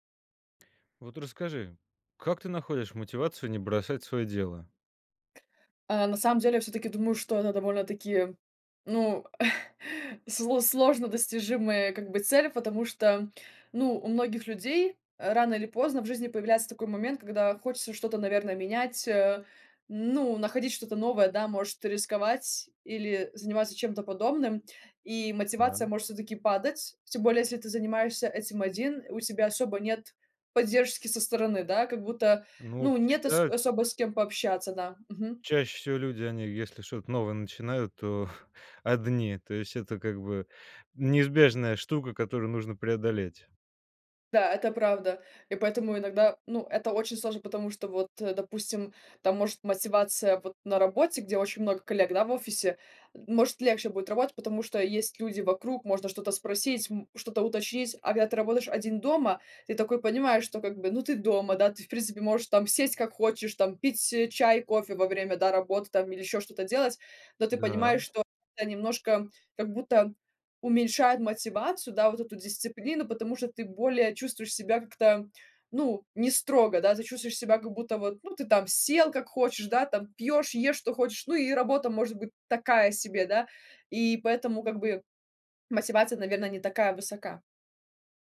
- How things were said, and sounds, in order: chuckle; chuckle
- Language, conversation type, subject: Russian, podcast, Как ты находишь мотивацию не бросать новое дело?